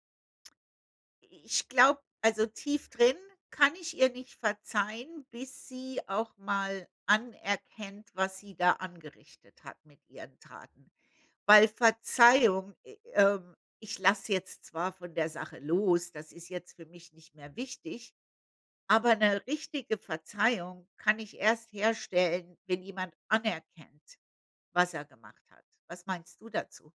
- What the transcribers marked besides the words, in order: other background noise
- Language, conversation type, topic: German, unstructured, Wie kann man Vertrauen in einer Beziehung aufbauen?